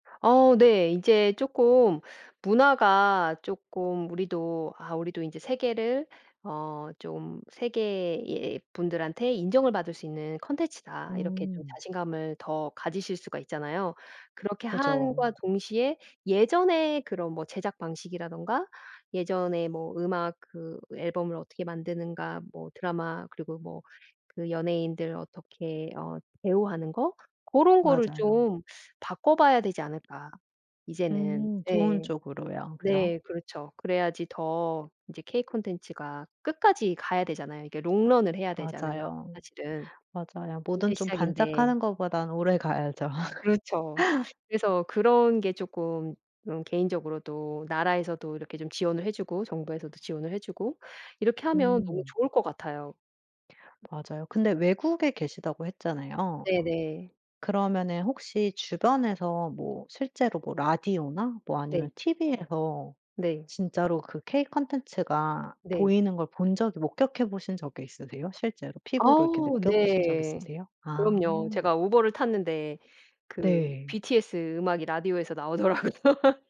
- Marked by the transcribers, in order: other background noise; tapping; laugh; laughing while speaking: "나오더라고"; laugh
- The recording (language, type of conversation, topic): Korean, podcast, K-콘텐츠가 전 세계에서 인기를 끄는 매력은 무엇이라고 생각하시나요?